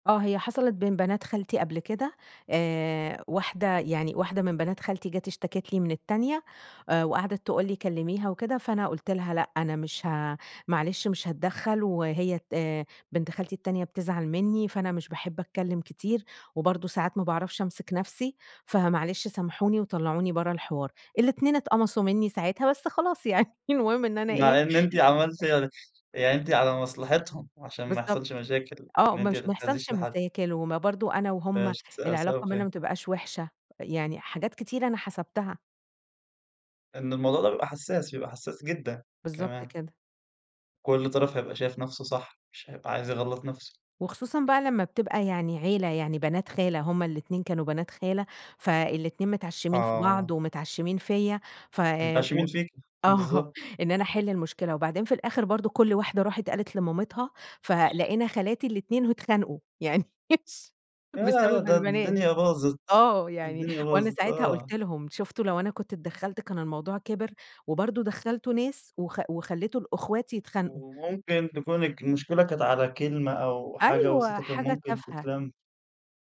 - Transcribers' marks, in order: laughing while speaking: "يعني"; chuckle; tapping; "مشاكل" said as "مساكل"; unintelligible speech; laughing while speaking: "آه"; laughing while speaking: "يعني"; chuckle
- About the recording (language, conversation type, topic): Arabic, podcast, إنت شايف العيلة المفروض تتدخل في الصلح ولا تسيب الطرفين يحلوها بين بعض؟